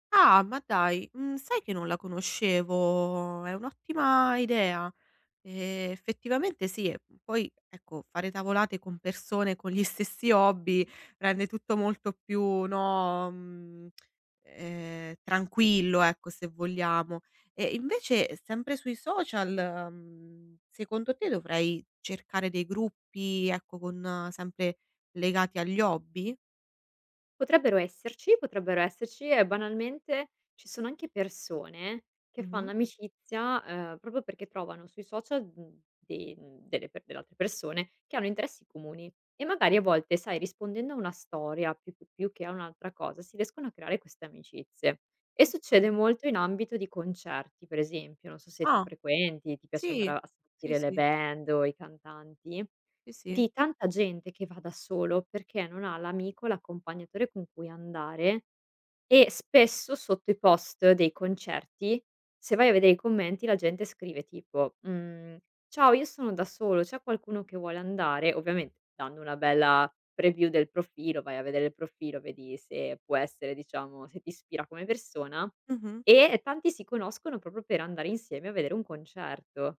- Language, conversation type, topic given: Italian, advice, Come posso fare nuove amicizie e affrontare la solitudine nella mia nuova città?
- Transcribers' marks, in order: tapping; other background noise; in English: "preview"